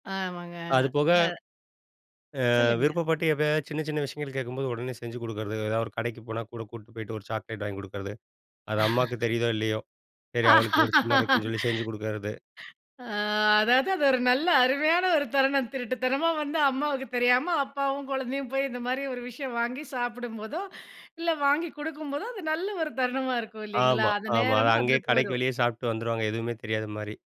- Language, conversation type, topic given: Tamil, podcast, குழந்தைகளின் தொழில்நுட்பப் பயன்பாட்டிற்கு நீங்கள் எப்படி வழிகாட்டுகிறீர்கள்?
- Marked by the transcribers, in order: laugh; other background noise